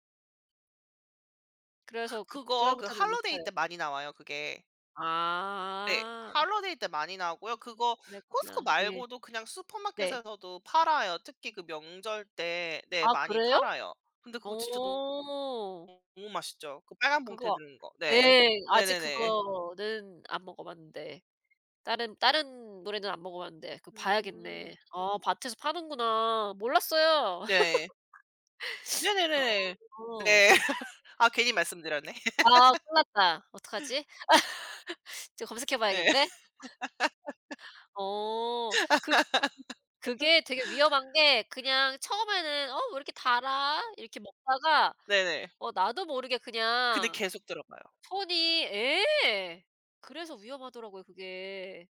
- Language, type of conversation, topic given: Korean, unstructured, 주말에 영화를 영화관에서 보는 것과 집에서 보는 것 중 어느 쪽이 더 좋으신가요?
- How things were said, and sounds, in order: other background noise; inhale; put-on voice: "holiday"; put-on voice: "holiday"; put-on voice: "Costco말고도"; background speech; laugh; sniff; laughing while speaking: "네"; laugh; laugh; unintelligible speech; laugh; laughing while speaking: "네"; laugh; tapping